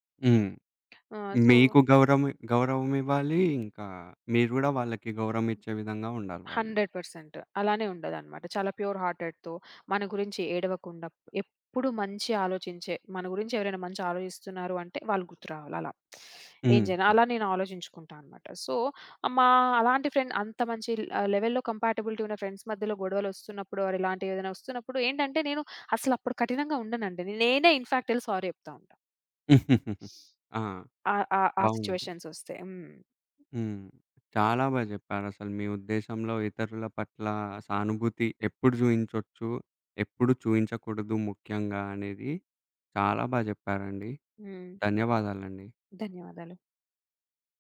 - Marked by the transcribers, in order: in English: "సో"; "గౌరవం" said as "గౌరం"; in English: "హండ్రెడ్ పర్సెంట్"; in English: "ప్యూర్ హార్టెడ్‌తో"; teeth sucking; other background noise; in English: "సో"; in English: "ఫ్రెండ్"; in English: "లెవెల్‌లో కంపాటిబిలిటీ"; in English: "ఫ్రెండ్స్"; in English: "ఇన్‌ఫాక్ట్"; in English: "సారీ"; chuckle; sniff
- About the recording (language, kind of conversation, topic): Telugu, podcast, ఇతరుల పట్ల సానుభూతి ఎలా చూపిస్తారు?